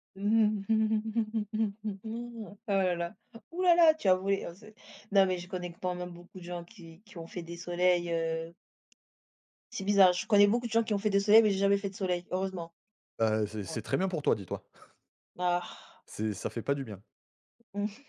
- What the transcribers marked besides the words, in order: laugh; chuckle
- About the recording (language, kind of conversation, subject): French, unstructured, Qu’est-ce qui vous met en colère dans les embouteillages du matin ?